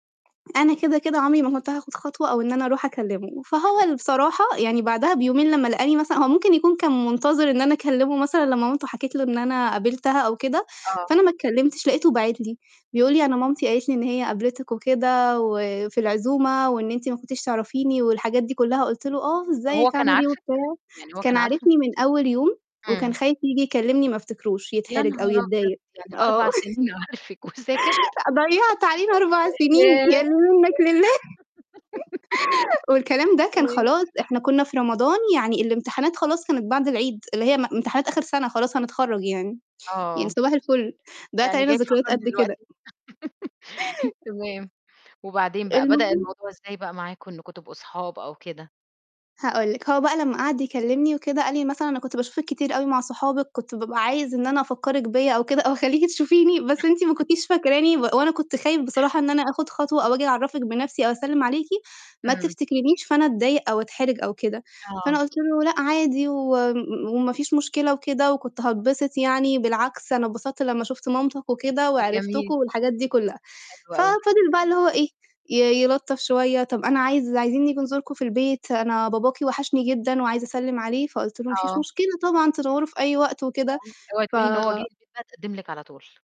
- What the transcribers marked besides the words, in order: laughing while speaking: "يعني أربع سِنين عارفِك، وساكت؟!"; chuckle; laughing while speaking: "ضيّعت علينا أربع سِنين يا اللي منّك لله"; chuckle; other noise; laugh; unintelligible speech; laugh; chuckle; unintelligible speech
- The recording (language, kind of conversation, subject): Arabic, podcast, احكيلي عن صدفة قرّبتلك ناس وكان ليهم تأثير كبير عليك؟